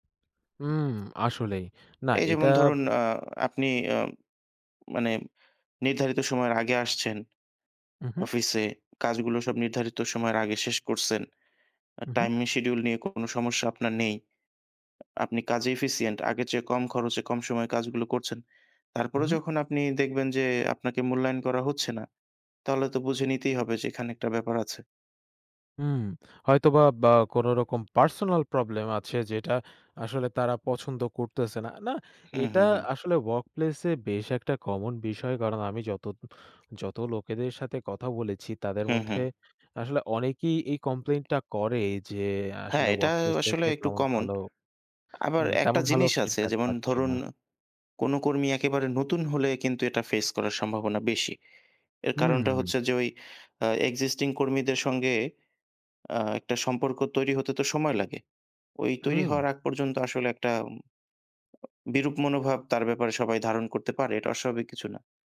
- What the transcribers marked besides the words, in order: none
- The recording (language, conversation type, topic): Bengali, unstructured, কখনো কি আপনার মনে হয়েছে যে কাজের ক্ষেত্রে আপনি অবমূল্যায়িত হচ্ছেন?